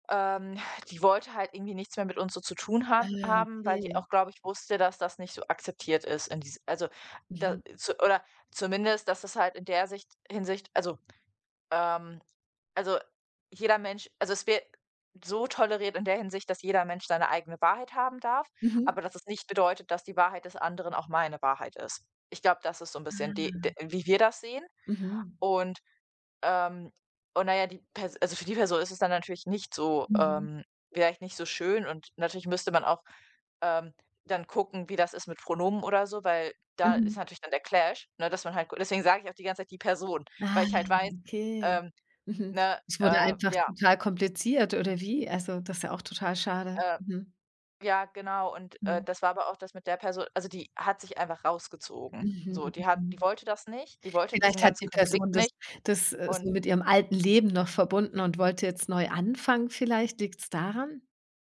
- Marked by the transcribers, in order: in English: "Clash"
- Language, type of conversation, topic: German, advice, Wie kann ich damit umgehen, dass ich mich in meiner Freundesgruppe ausgeschlossen fühle?